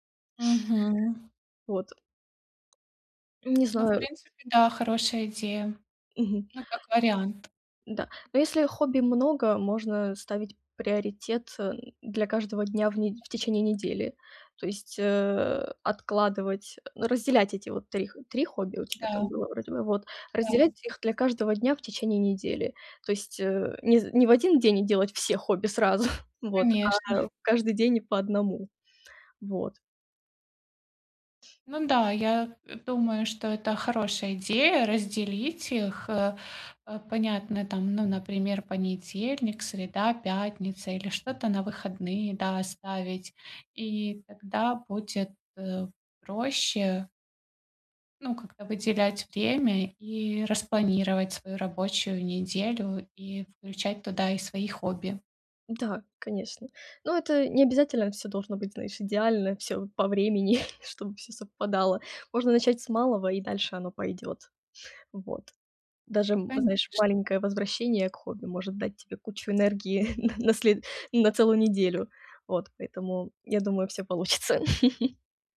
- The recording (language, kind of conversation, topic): Russian, advice, Как снова найти время на хобби?
- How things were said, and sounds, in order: tapping; chuckle; chuckle; chuckle; chuckle